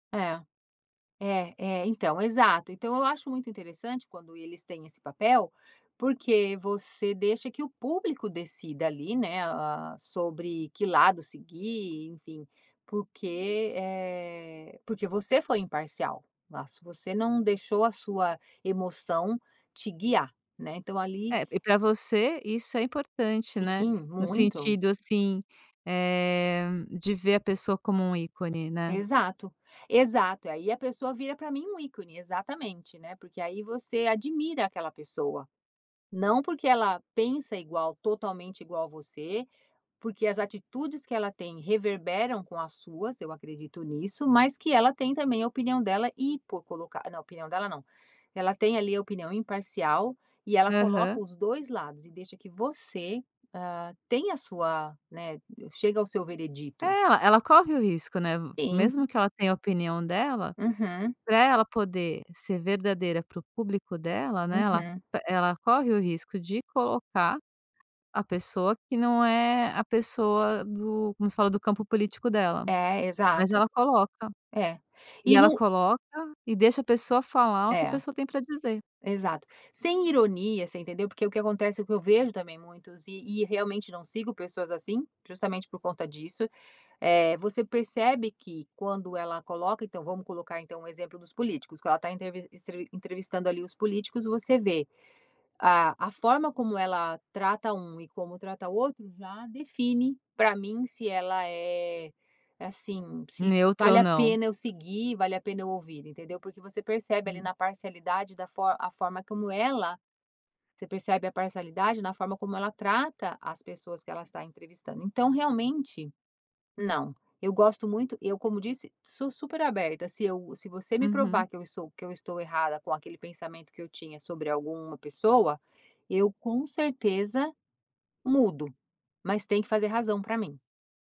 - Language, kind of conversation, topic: Portuguese, podcast, Como seguir um ícone sem perder sua identidade?
- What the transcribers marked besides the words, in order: tapping; other background noise